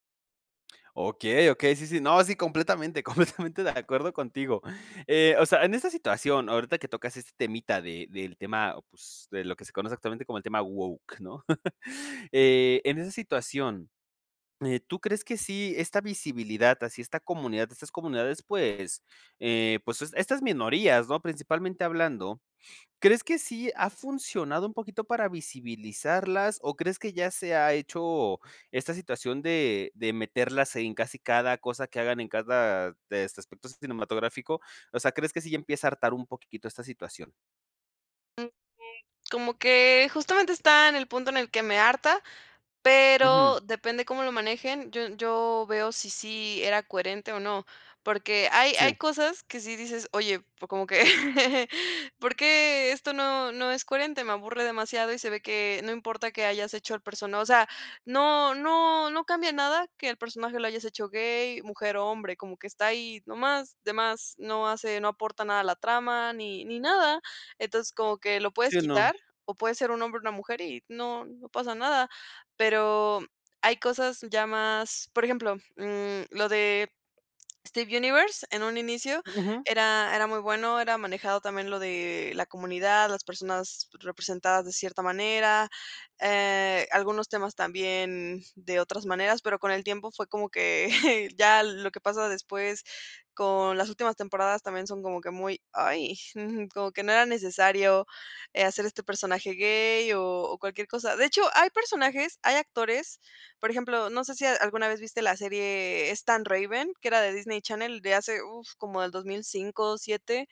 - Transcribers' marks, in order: laughing while speaking: "completamente"; tapping; chuckle; unintelligible speech; chuckle; chuckle; chuckle
- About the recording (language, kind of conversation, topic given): Spanish, podcast, ¿Qué opinas de la representación de género en las películas?